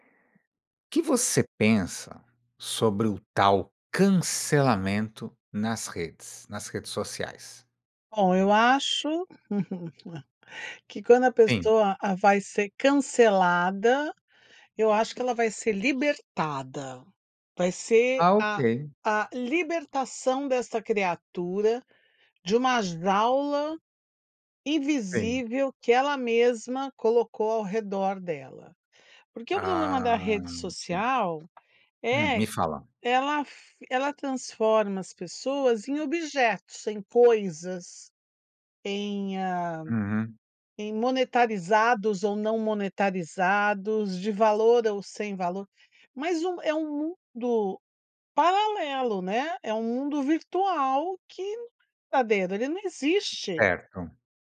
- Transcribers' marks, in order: laugh
- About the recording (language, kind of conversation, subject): Portuguese, podcast, O que você pensa sobre o cancelamento nas redes sociais?